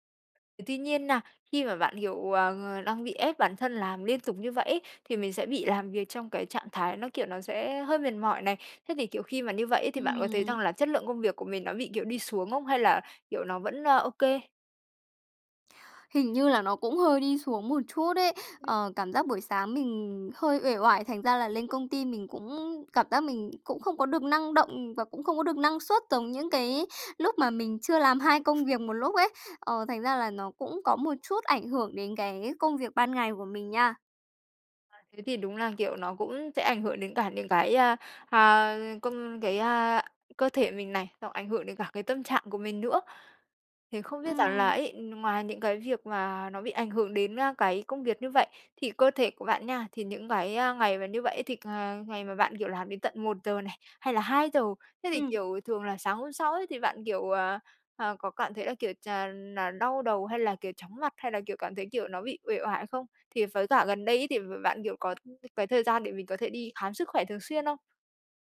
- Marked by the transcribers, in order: other background noise; tapping; unintelligible speech; unintelligible speech; unintelligible speech
- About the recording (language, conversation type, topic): Vietnamese, advice, Làm sao tôi có thể nghỉ ngơi mà không cảm thấy tội lỗi khi còn nhiều việc chưa xong?